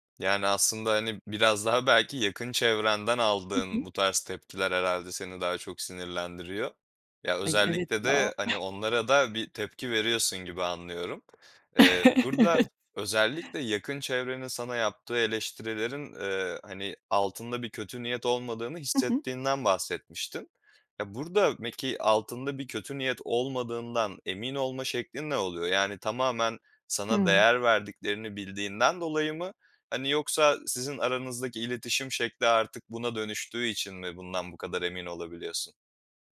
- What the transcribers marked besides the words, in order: chuckle; tapping; laughing while speaking: "Evet"; "peki" said as "meki"
- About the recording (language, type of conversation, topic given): Turkish, podcast, Eleştiri alırken nasıl tepki verirsin?